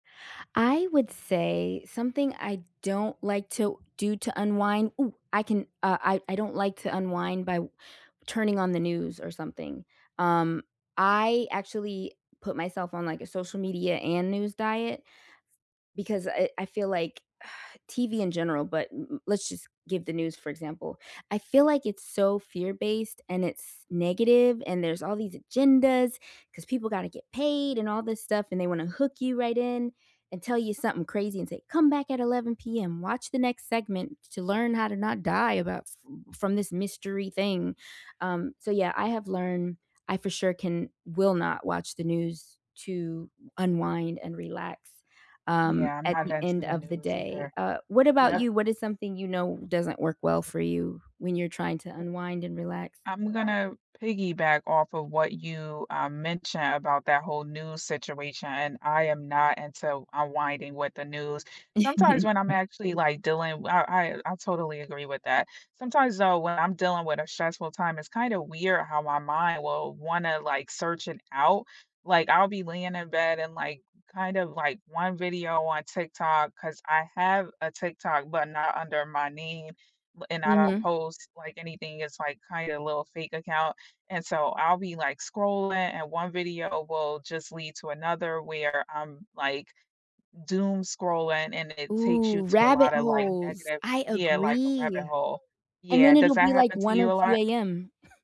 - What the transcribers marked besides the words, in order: other background noise; unintelligible speech; background speech; laugh; chuckle
- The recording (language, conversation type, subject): English, unstructured, How do you recharge after a busy day, and what rituals help you feel truly restored?
- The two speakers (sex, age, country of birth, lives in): female, 35-39, United States, United States; female, 40-44, United States, United States